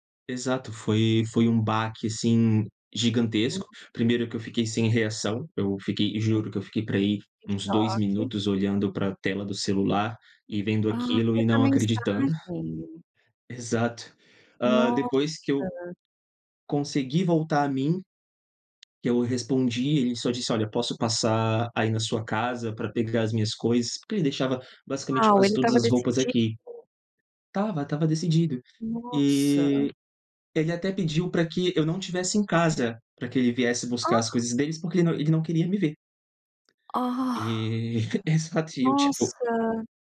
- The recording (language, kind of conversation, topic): Portuguese, advice, Como posso superar o fim recente do meu namoro e seguir em frente?
- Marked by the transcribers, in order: none